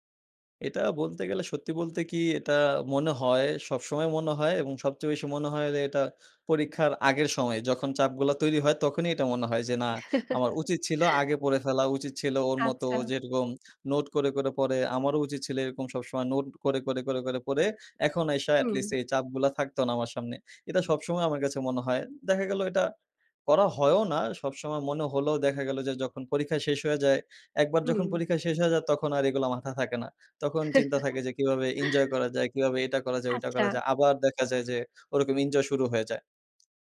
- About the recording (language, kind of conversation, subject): Bengali, podcast, পরীক্ষার চাপের মধ্যে তুমি কীভাবে সামলে থাকো?
- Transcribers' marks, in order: giggle; giggle